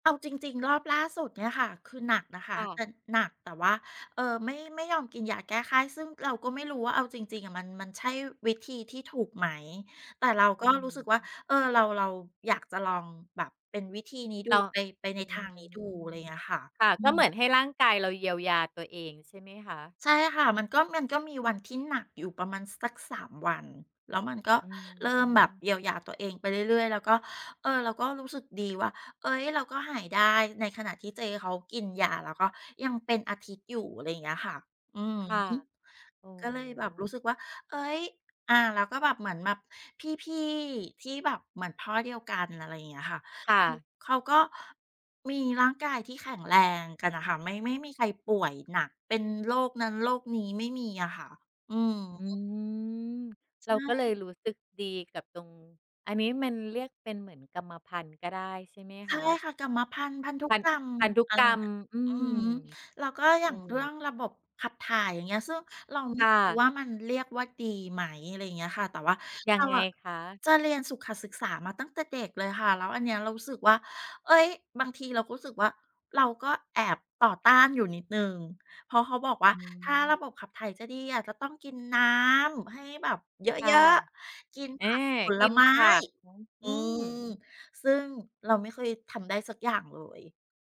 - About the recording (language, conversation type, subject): Thai, podcast, อะไรทำให้คุณภูมิใจในมรดกของตัวเอง?
- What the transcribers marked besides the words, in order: other background noise